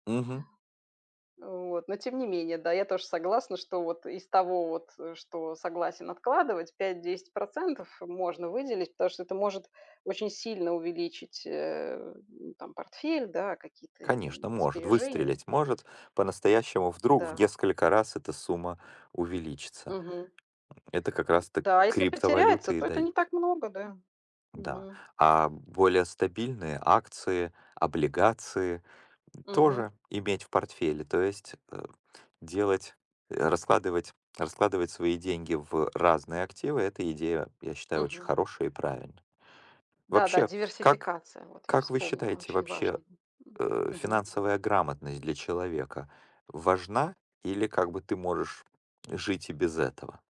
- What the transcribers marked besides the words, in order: tapping; other background noise; background speech
- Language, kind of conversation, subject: Russian, unstructured, Какой самый важный совет по управлению деньгами ты мог бы дать?
- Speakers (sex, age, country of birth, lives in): female, 45-49, Belarus, Spain; male, 45-49, Ukraine, United States